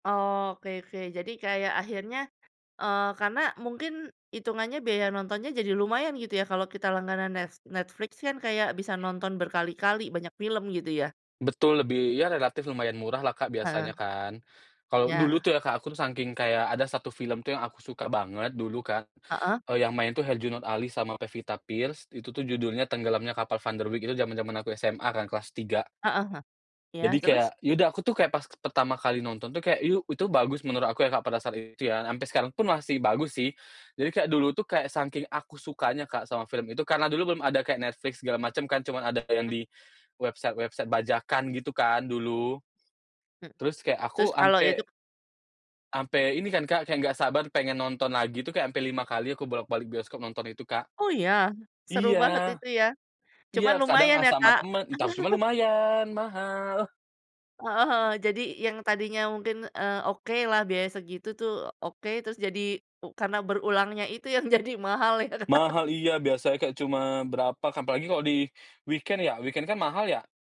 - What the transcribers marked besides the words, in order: other background noise; in English: "website-website"; chuckle; laughing while speaking: "jadi mahal ya"; laugh; in English: "weekend"; in English: "weekend"
- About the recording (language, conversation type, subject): Indonesian, podcast, Apa perbedaan pengalaman menikmati cerita saat menonton di bioskop dibanding menonton lewat layanan tayang daring?